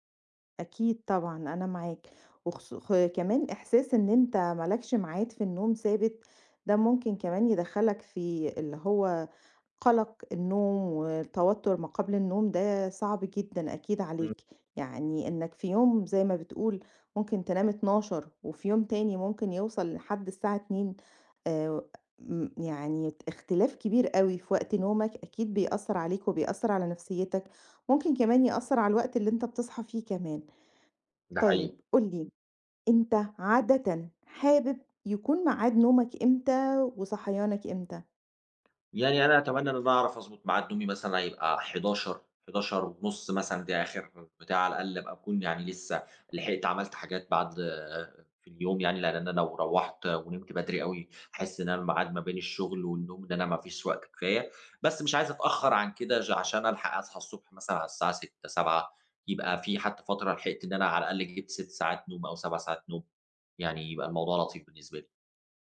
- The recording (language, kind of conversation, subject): Arabic, advice, إزاي أقدر ألتزم بمواعيد نوم ثابتة؟
- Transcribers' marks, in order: none